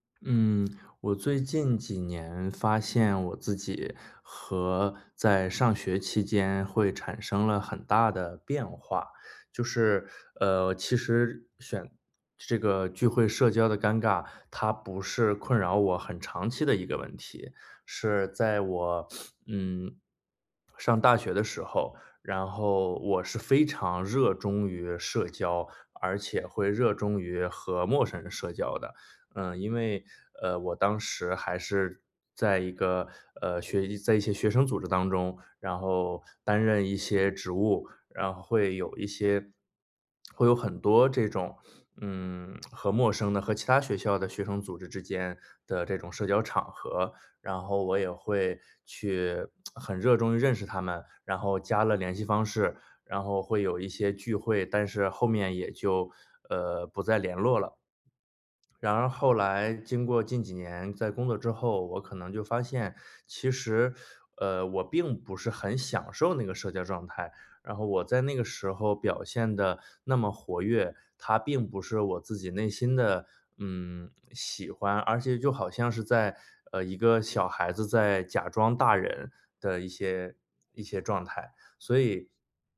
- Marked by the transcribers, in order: sniff; sniff; lip smack
- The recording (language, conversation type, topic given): Chinese, advice, 在聚会时觉得社交尴尬、不知道怎么自然聊天，我该怎么办？